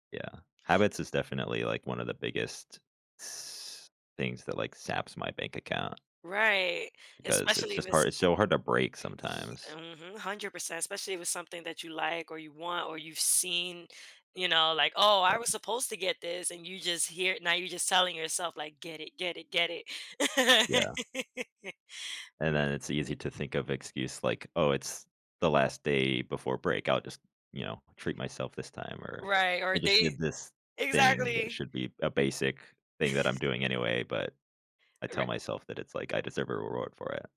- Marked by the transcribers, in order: laugh; laugh
- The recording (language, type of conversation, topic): English, unstructured, How do early financial habits shape your future decisions?
- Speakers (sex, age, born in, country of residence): female, 35-39, United States, United States; male, 20-24, United States, United States